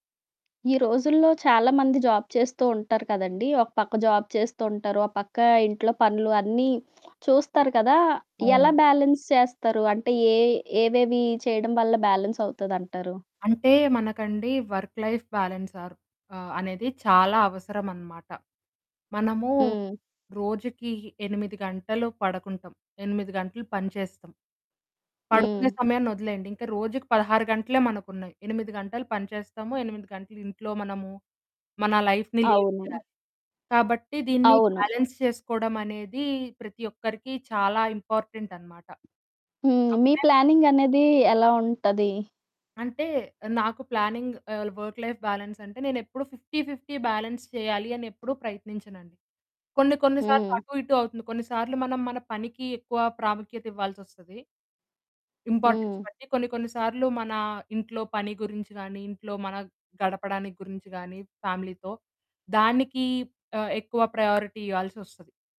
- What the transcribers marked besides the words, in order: static; in English: "జాబ్"; in English: "జాబ్"; in English: "బ్యాలెన్స్"; in English: "బ్యాలెన్స్"; in English: "వర్క్ లైఫ్ బ్యాలెన్స్ ఆర్"; in English: "లైఫ్‌ని లీడ్"; in English: "బ్యాలెన్స్"; other background noise; in English: "ఇంపార్టెంట్"; distorted speech; in English: "ప్లానింగ్"; in English: "ప్లానింగ్ ఆల్ వర్క్ లైఫ్ బాలన్స్"; in English: "ఫిఫ్టీ ఫిఫ్టీ బాలన్స్"; in English: "ఇంపార్టెన్స్"; in English: "ఫ్యామిలీతో"; in English: "ప్రయారిటీ"
- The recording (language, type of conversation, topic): Telugu, podcast, పని మరియు వ్యక్తిగత జీవితం మధ్య సమతుల్యాన్ని మీరు ఎలా నిలుపుకుంటారు?